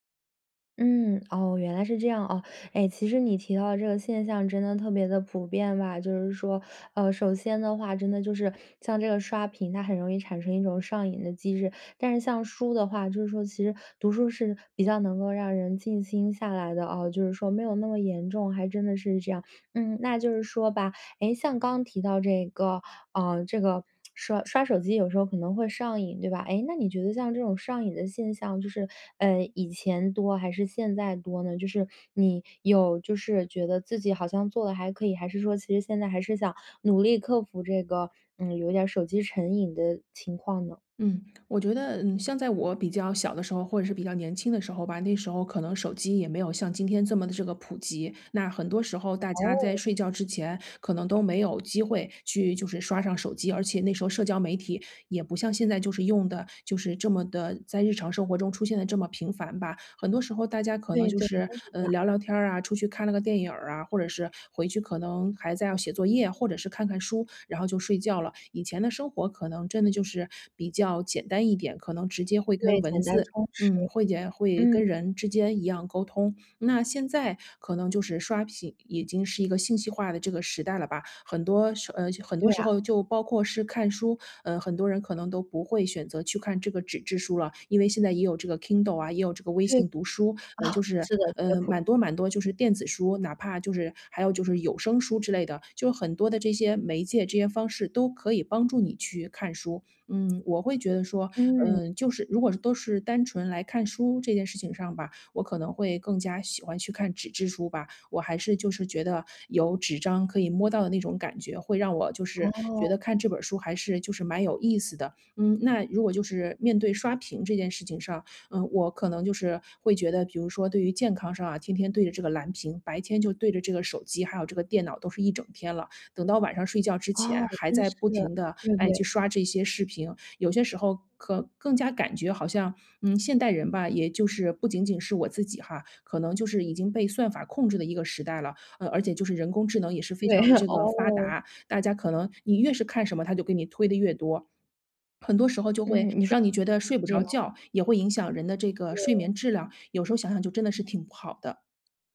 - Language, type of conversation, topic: Chinese, podcast, 睡前你更喜欢看书还是刷手机？
- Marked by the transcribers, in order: other noise; other background noise; laugh; unintelligible speech